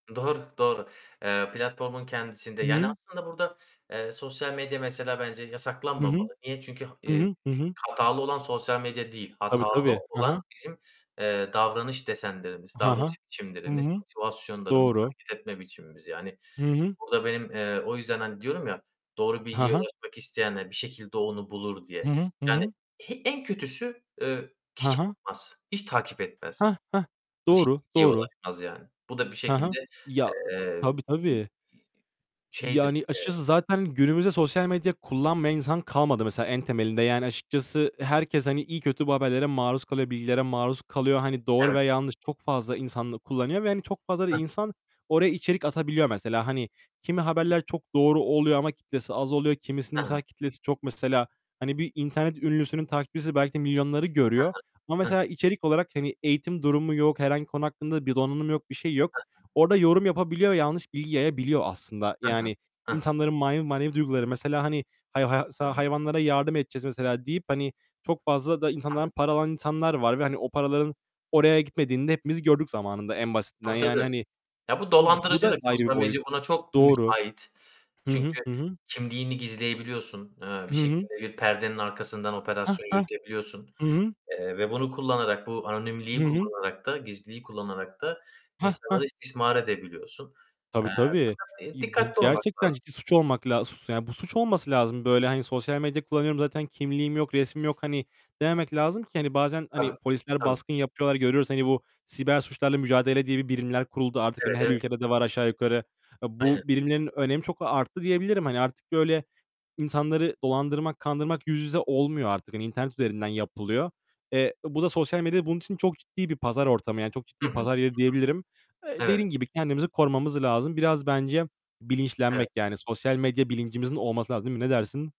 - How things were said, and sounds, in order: other background noise; tapping; distorted speech; unintelligible speech; static; unintelligible speech; unintelligible speech
- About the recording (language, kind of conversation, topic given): Turkish, unstructured, Sosyal medyada yayılan yanlış bilgiler hakkında ne düşünüyorsunuz?